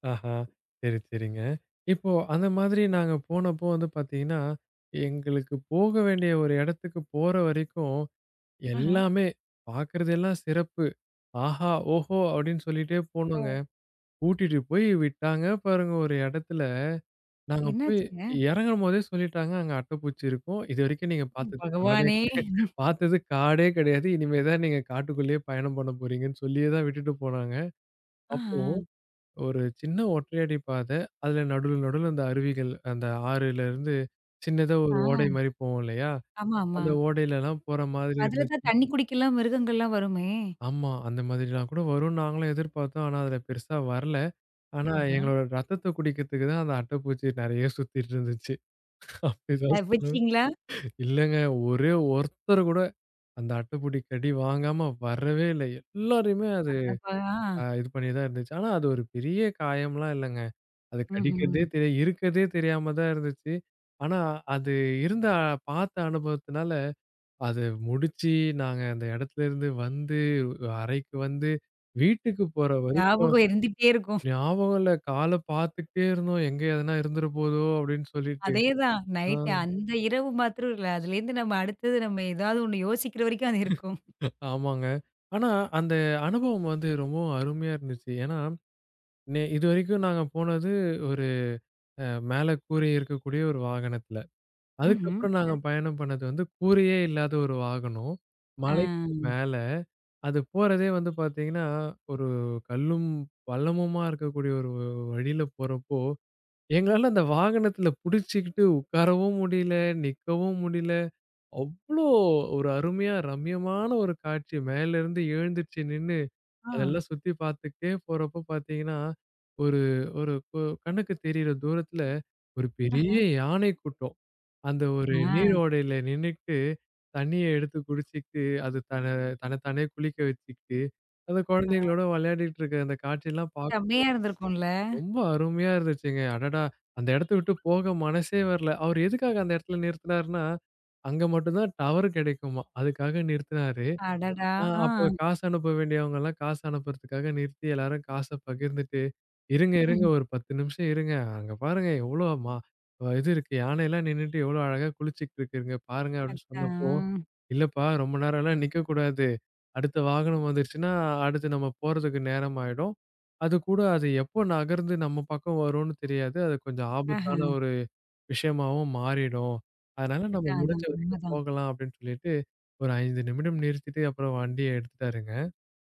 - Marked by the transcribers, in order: other noise; tapping; other background noise; unintelligible speech; laughing while speaking: "அப்படித் தான் சொல்ணும்"; unintelligible speech; other street noise; chuckle; in another language: "டவர்"; drawn out: "அதுதான்"
- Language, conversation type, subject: Tamil, podcast, இயற்கையில் நேரம் செலவிடுவது உங்கள் மனநலத்திற்கு எப்படி உதவுகிறது?